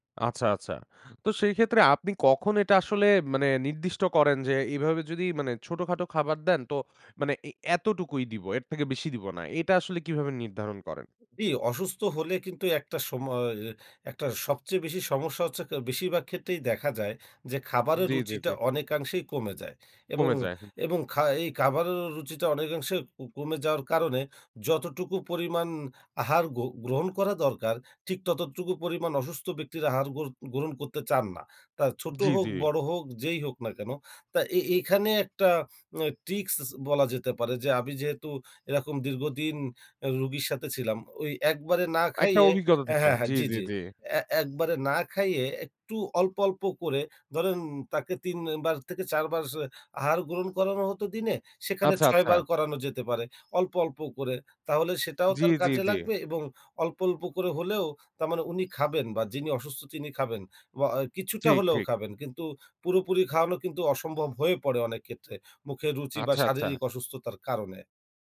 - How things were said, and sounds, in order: "খাবারের" said as "কাবারের"; other noise; "রোগীর" said as "রুগির"
- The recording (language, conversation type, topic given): Bengali, podcast, অসুস্থ কাউকে খাওয়ানোর মাধ্যমে তুমি কীভাবে তোমার যত্ন প্রকাশ করো?